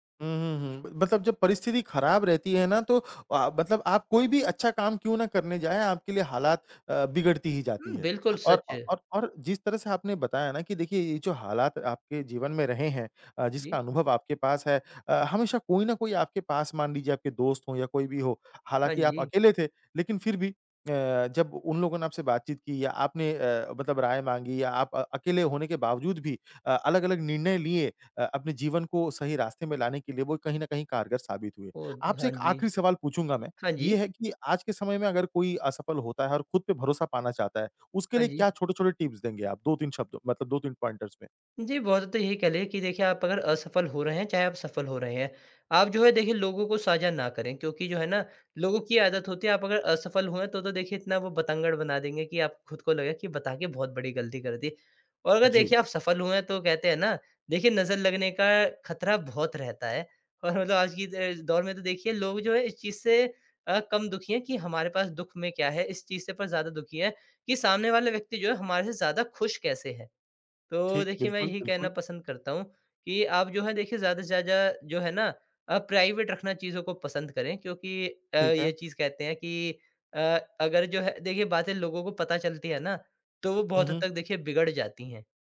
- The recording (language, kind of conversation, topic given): Hindi, podcast, असफलता के बाद आपने खुद पर भरोसा दोबारा कैसे पाया?
- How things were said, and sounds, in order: in English: "टिप्स"; in English: "पॉइंटर्स"; laughing while speaking: "और मतलब"; in English: "प्राइवेट"